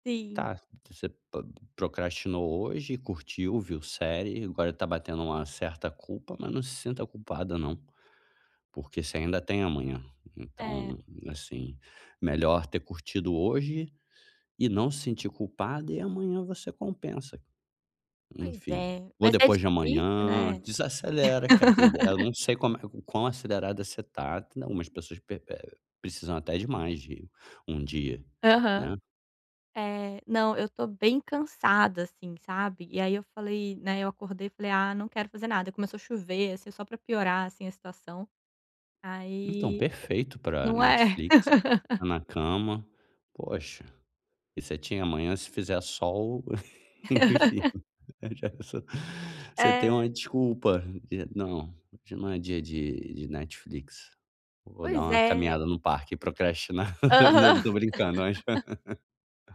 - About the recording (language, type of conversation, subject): Portuguese, advice, Como posso me permitir desacelerar no dia a dia sem me sentir culpado?
- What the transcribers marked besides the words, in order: laugh; laugh; laughing while speaking: "enfim, já é só"; laugh; chuckle; laugh; chuckle